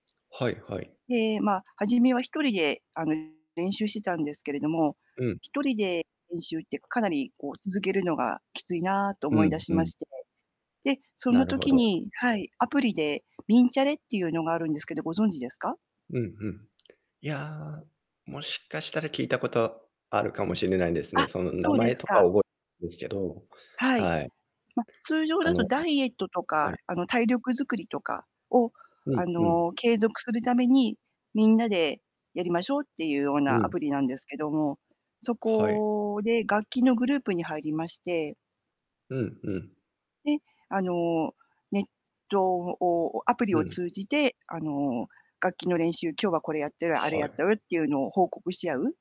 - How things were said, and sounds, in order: distorted speech; tapping
- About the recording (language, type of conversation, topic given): Japanese, unstructured, 趣味を通じて友達ができましたか？